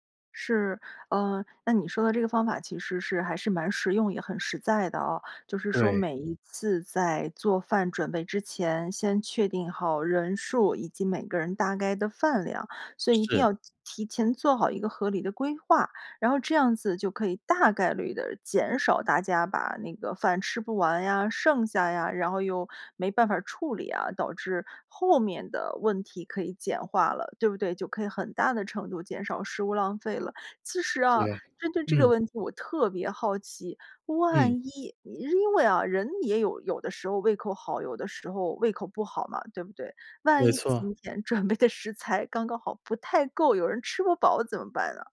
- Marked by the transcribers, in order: laughing while speaking: "准备的"
- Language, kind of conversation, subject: Chinese, podcast, 你觉得减少食物浪费该怎么做？